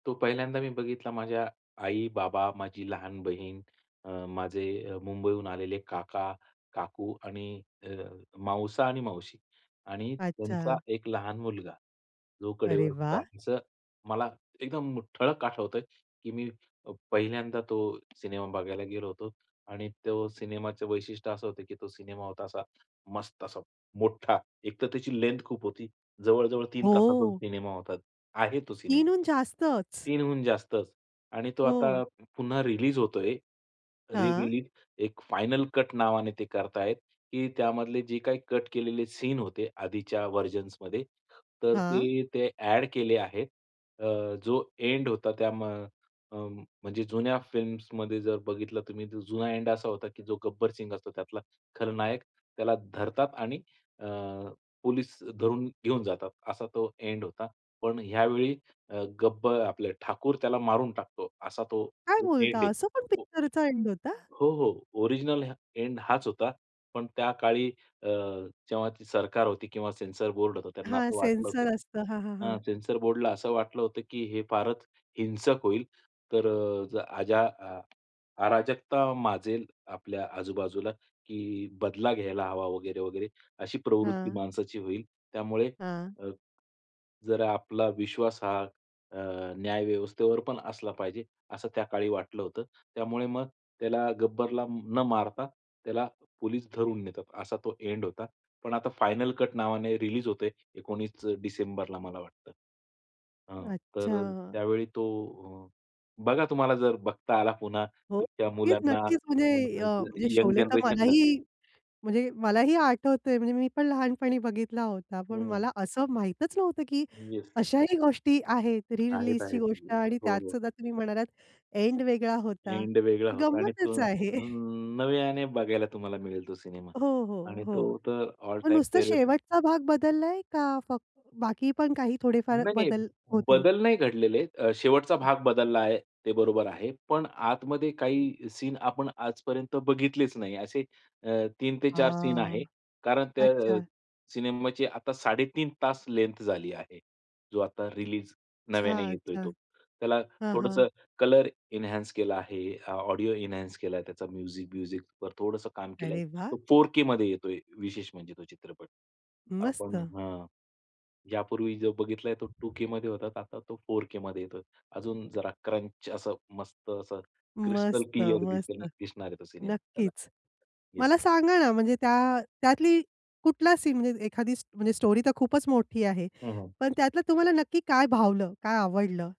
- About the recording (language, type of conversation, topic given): Marathi, podcast, तुमच्या आवडत्या चित्रपटाबद्दल सांगाल का?
- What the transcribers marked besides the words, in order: other background noise; tapping; in English: "लेंग्थ"; in English: "रि-रिलीज"; in English: "व्हर्जन्समध्ये"; surprised: "काय बोलता, असं पण पिक्चरचा एंड होता?"; unintelligible speech; laughing while speaking: "रि-रिलीजची"; chuckle; in English: "फेव्हरेट"; other noise; unintelligible speech; in English: "एन्हान्स"; in English: "ऑडिओ एन्हान्स"; in English: "म्युझिक"; in English: "क्रंच"; in English: "क्रिस्टल क्लिअर"; in English: "स्टोरी"